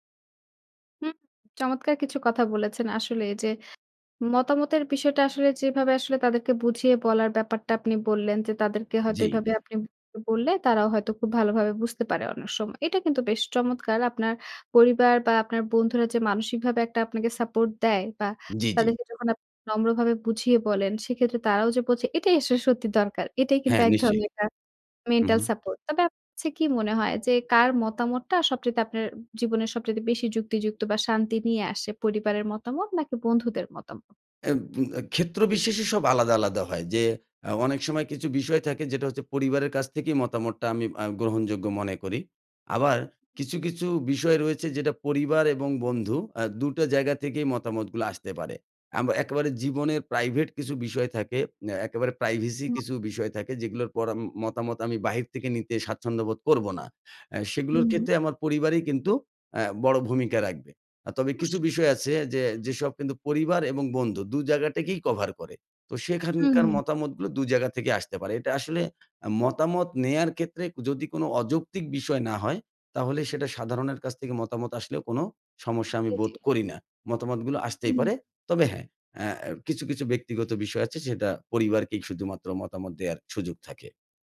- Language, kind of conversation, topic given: Bengali, podcast, কীভাবে পরিবার বা বন্ধুদের মতামত সামলে চলেন?
- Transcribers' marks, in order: other background noise; "কাছে" said as "ছে"; unintelligible speech; tongue click; wind